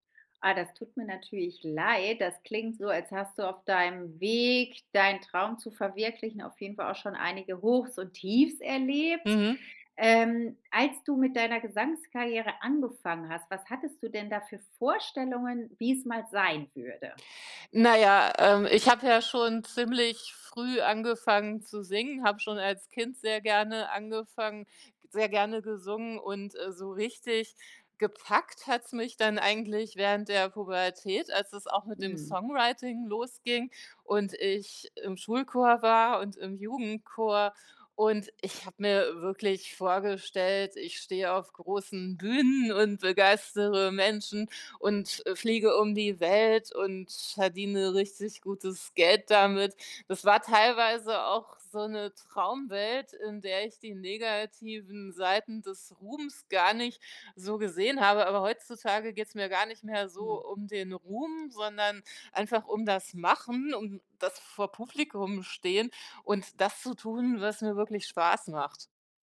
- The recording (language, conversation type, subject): German, podcast, Hast du einen beruflichen Traum, den du noch verfolgst?
- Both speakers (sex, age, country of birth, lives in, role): female, 35-39, Germany, Spain, host; female, 45-49, Germany, Germany, guest
- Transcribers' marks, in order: stressed: "Weg"